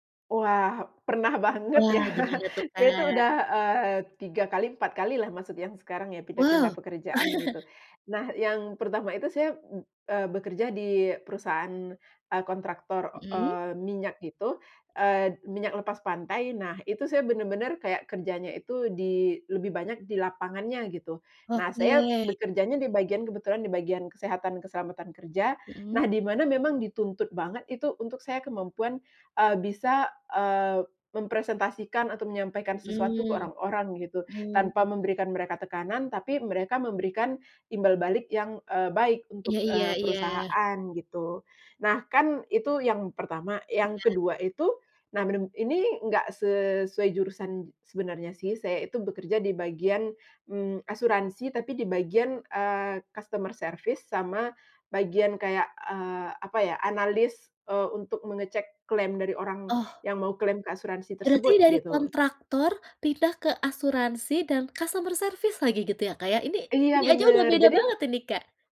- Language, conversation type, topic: Indonesian, podcast, Keterampilan apa yang paling mudah dialihkan ke pekerjaan lain?
- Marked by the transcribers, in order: laughing while speaking: "ya"; chuckle